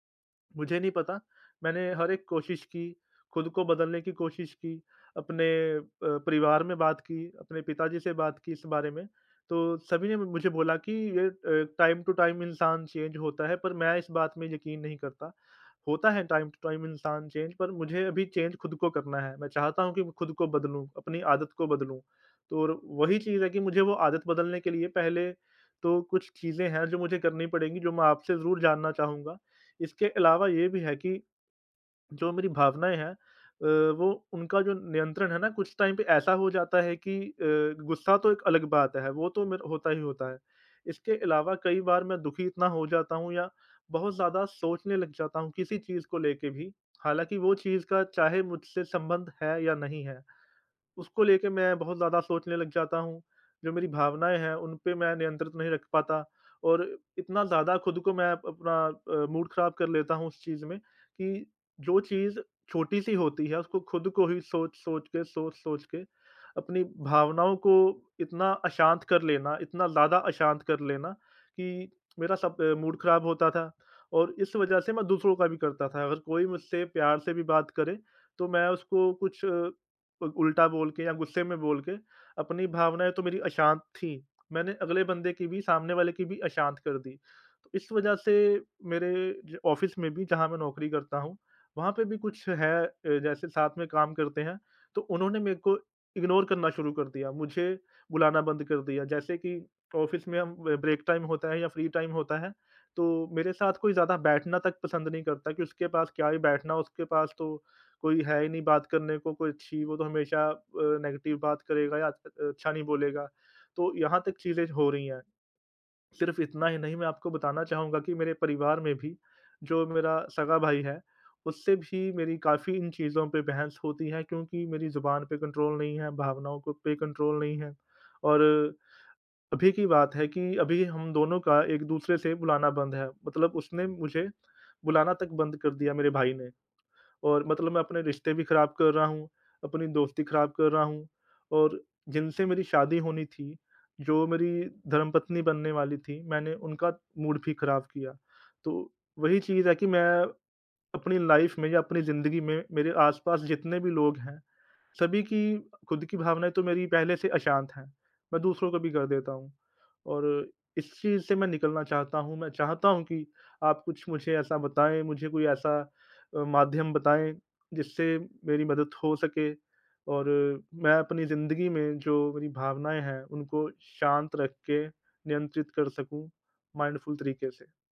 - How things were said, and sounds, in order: in English: "टाइम टू टाइम"; in English: "चेंज"; in English: "टाइम टू टाइम"; in English: "चेंज"; in English: "चेंज"; in English: "टाइम"; in English: "मूड"; in English: "मूड"; in English: "ऑफ़िस"; in English: "इग्नोर"; in English: "ऑफ़िस"; in English: "ब ब्रेक टाइम"; in English: "फ्री टाइम"; in English: "नेगेटिव"; in English: "कंट्रोल"; in English: "कंट्रोल"; in English: "मूड"; in English: "लाइफ़"; in English: "माइंडफुल"
- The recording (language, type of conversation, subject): Hindi, advice, मैं माइंडफुलनेस की मदद से अपनी तीव्र भावनाओं को कैसे शांत और नियंत्रित कर सकता/सकती हूँ?